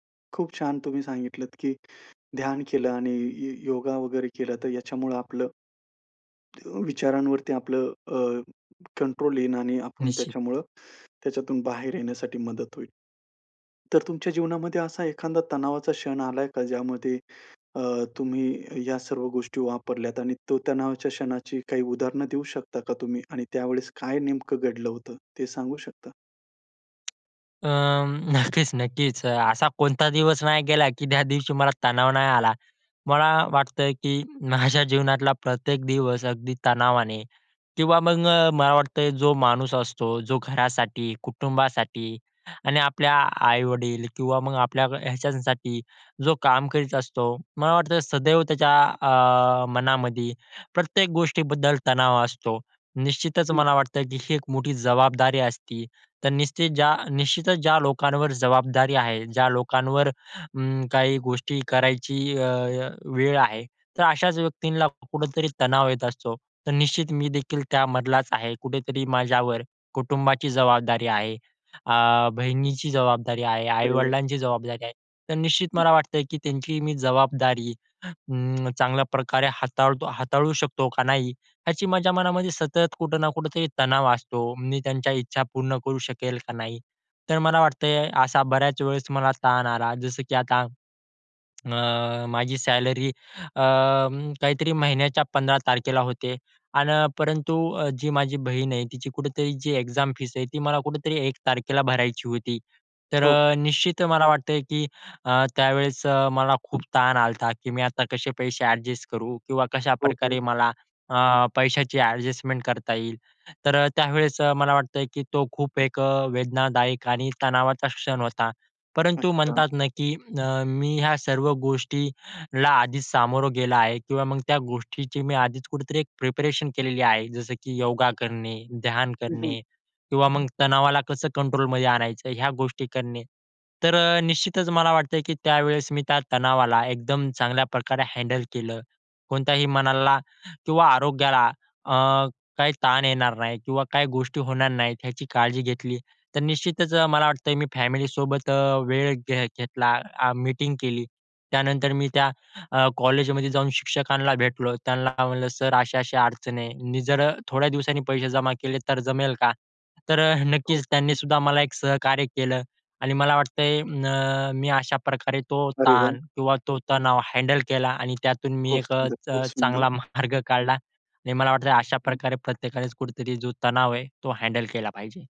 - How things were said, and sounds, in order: other background noise; tapping; laughing while speaking: "नक्कीच"; laughing while speaking: "माझ्या"; "आणि" said as "आन"; in English: "एक्झाम फीस"; in English: "प्रिपरेशन"; in English: "हँडल"; in English: "हँडल"; laughing while speaking: "मार्ग"; other noise; in English: "हँडल"
- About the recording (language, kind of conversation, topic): Marathi, podcast, तणाव आल्यावर तुम्ही सर्वात आधी काय करता?